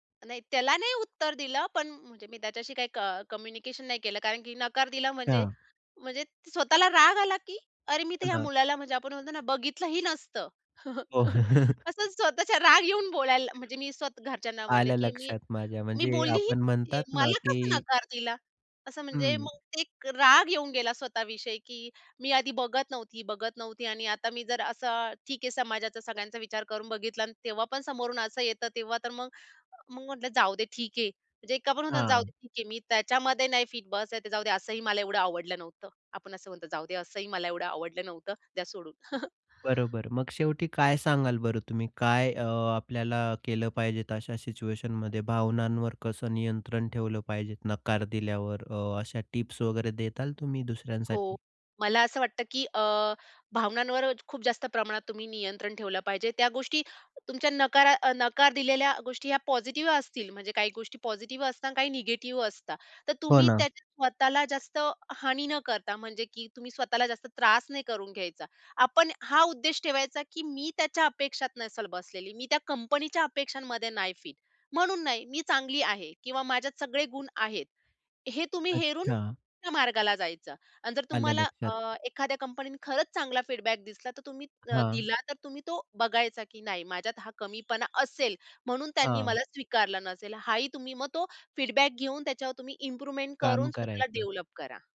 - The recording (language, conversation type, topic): Marathi, podcast, नकार मिळाल्यावर तुम्ही त्याला कसे सामोरे जाता?
- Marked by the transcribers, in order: chuckle; other background noise; chuckle; "द्याल" said as "देताल"; in English: "फीडबॅक"; alarm; in English: "इम्प्रुव्हमेंट"; in English: "डेव्हलप"